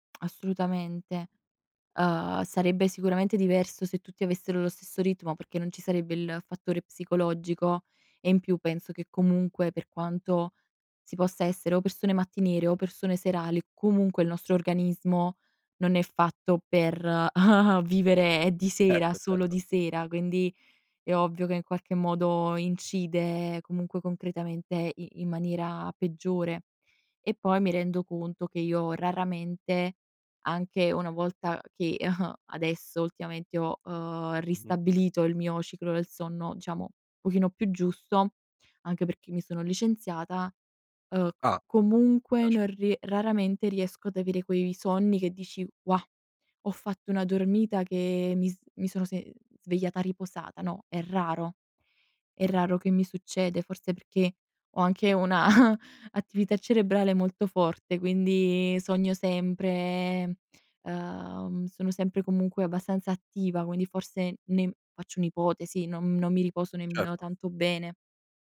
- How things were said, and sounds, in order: giggle; chuckle; giggle
- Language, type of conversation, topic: Italian, podcast, Che ruolo ha il sonno nella tua crescita personale?